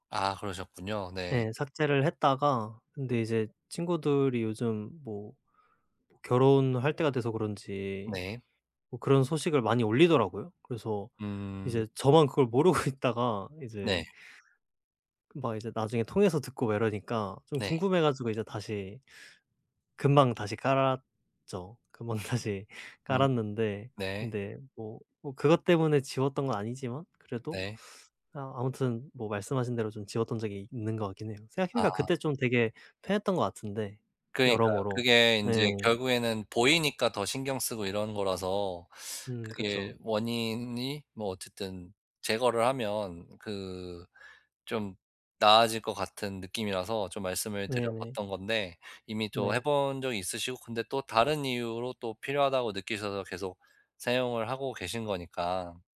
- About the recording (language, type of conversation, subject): Korean, advice, SNS에서 전 연인의 게시물을 계속 보게 될 때 그만두려면 어떻게 해야 하나요?
- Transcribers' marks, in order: other background noise; laughing while speaking: "모르고"; tapping; laughing while speaking: "다시"